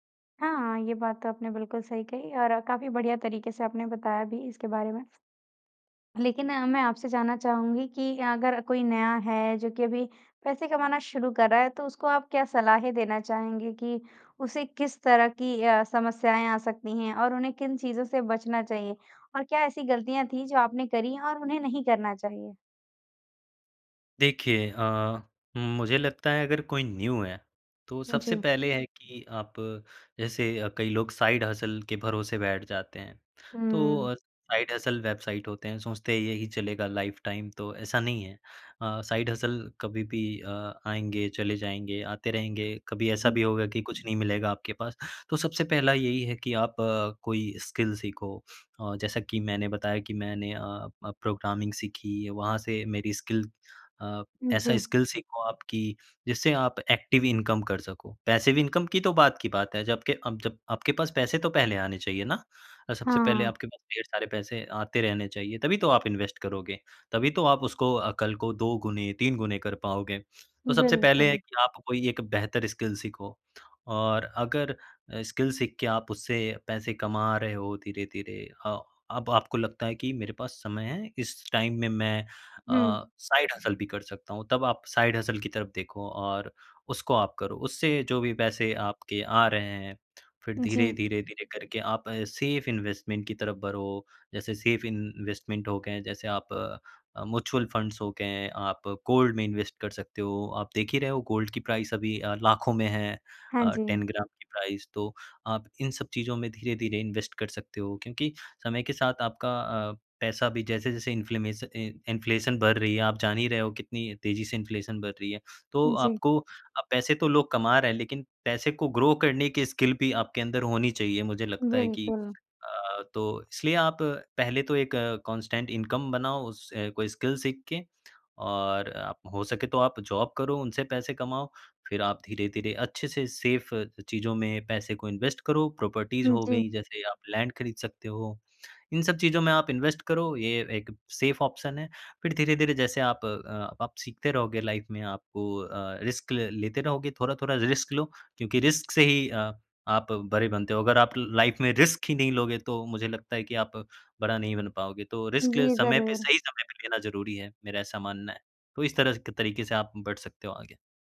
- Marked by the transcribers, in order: tapping; in English: "न्यू"; in English: "साइड हसल"; in English: "साइड हसल वेबसाइट"; in English: "लाइफटाइम"; in English: "साइड हसल"; in English: "स्किल"; in English: "स्किल"; in English: "स्किल"; in English: "एक्टिव इनकम"; in English: "पैसिव इनकम"; in English: "इन्वेस्ट"; in English: "स्किल"; other background noise; in English: "स्किल"; in English: "टाइम"; in English: "साइड हसल"; in English: "साइड हसल"; in English: "सेफ इन्वेस्टमेंट"; in English: "सेफ इन्वेस्टमेंट"; in English: "गोल्ड"; in English: "इन्वेस्ट"; in English: "गोल्ड"; in English: "प्राइस"; in English: "टेन"; in English: "प्राइस"; in English: "इन्वेस्ट"; in English: "इन्फ्लेमेशन इन इन्फ्लेशन"; in English: "इन्फ्लेशन"; in English: "ग्रो"; in English: "स्किल"; in English: "कांस्टेंट इनकम"; in English: "स्किल"; in English: "जॉब"; in English: "सेफ़"; in English: "इन्वेस्ट"; in English: "प्रॉपर्टीज"; in English: "लैंड"; in English: "इन्वेस्ट"; in English: "सेफ ऑप्शन"; in English: "लाइफ"; in English: "रिस्क"; in English: "रिस्क"; in English: "रिस्क"; in English: "लाइफ"; in English: "रिस्क"; in English: "रिस्क"
- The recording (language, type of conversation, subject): Hindi, podcast, किस कौशल ने आपको कमाई का रास्ता दिखाया?